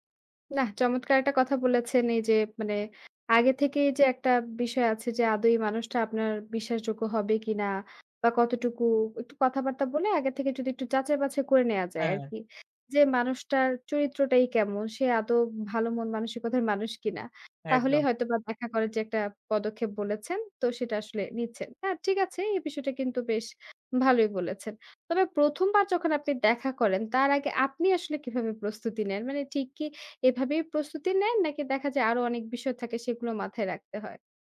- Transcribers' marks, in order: tapping
- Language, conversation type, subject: Bengali, podcast, অনলাইনে পরিচয়ের মানুষকে আপনি কীভাবে বাস্তবে সরাসরি দেখা করার পর্যায়ে আনেন?